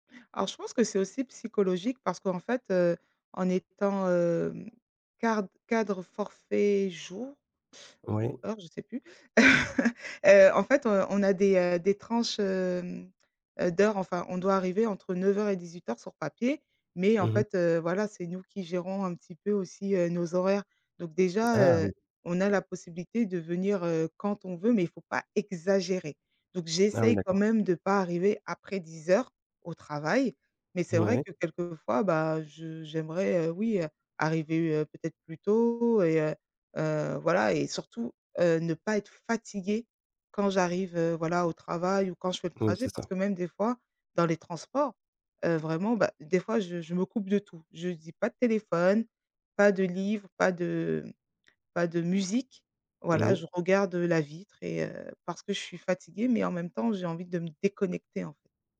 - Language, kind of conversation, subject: French, advice, Pourquoi ma routine matinale chaotique me fait-elle commencer la journée en retard ?
- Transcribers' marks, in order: chuckle; stressed: "musique"